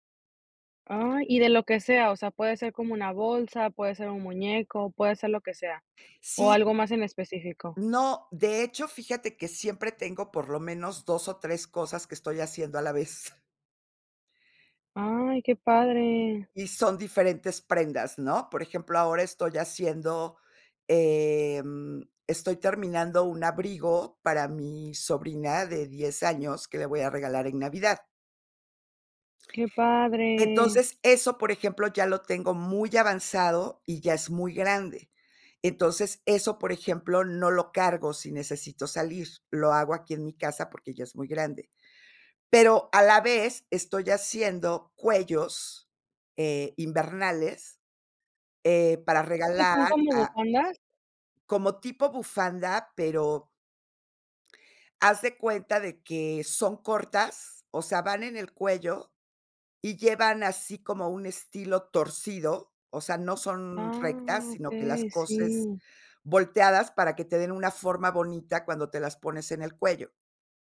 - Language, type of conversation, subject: Spanish, podcast, ¿Cómo encuentras tiempo para crear entre tus obligaciones?
- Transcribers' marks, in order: other background noise; tapping